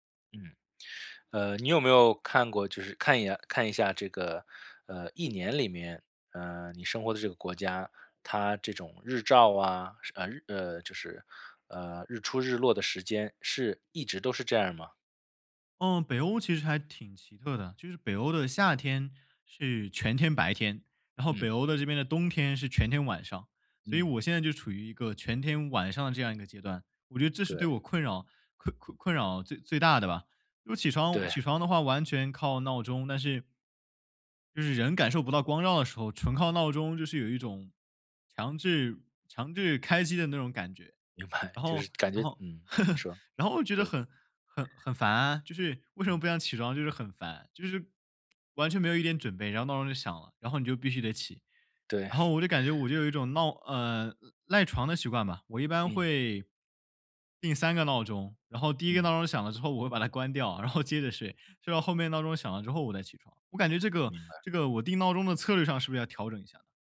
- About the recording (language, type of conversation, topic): Chinese, advice, 如何通过优化恢复与睡眠策略来提升运动表现？
- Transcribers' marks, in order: chuckle; laughing while speaking: "白"; tapping; chuckle; laughing while speaking: "关掉，然后"